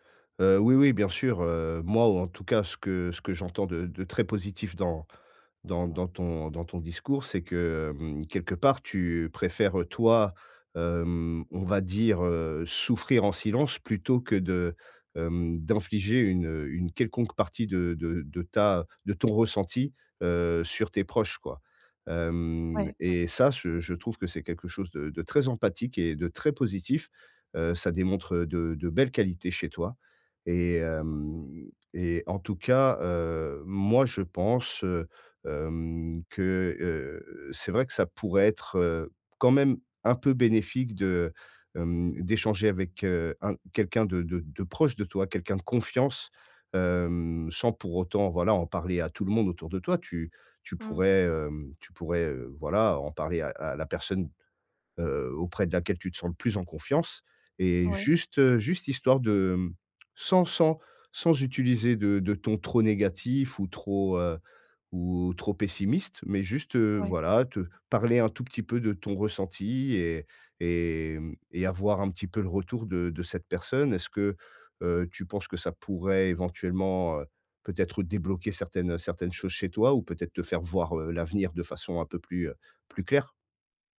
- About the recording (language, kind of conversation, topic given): French, advice, Comment puis-je retrouver l’espoir et la confiance en l’avenir ?
- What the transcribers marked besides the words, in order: stressed: "moi"; other background noise; stressed: "moi"; tapping; stressed: "voir"